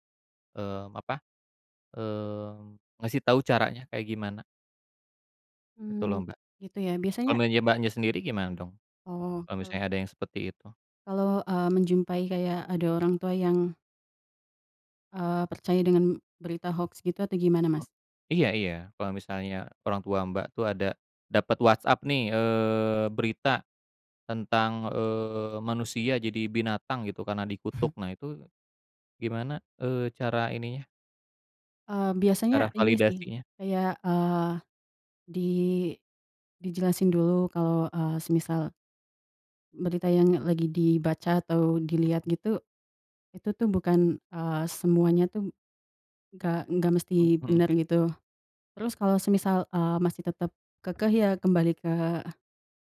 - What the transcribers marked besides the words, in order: tapping; chuckle
- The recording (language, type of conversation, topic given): Indonesian, unstructured, Bagaimana menurutmu media sosial memengaruhi berita saat ini?